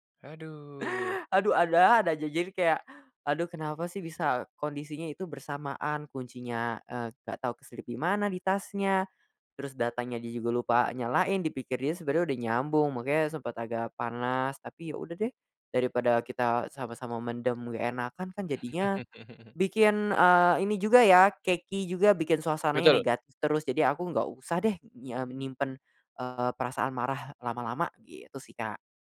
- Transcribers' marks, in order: chuckle
- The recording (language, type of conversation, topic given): Indonesian, podcast, Kapan bantuan kecil di rumah terasa seperti ungkapan cinta bagimu?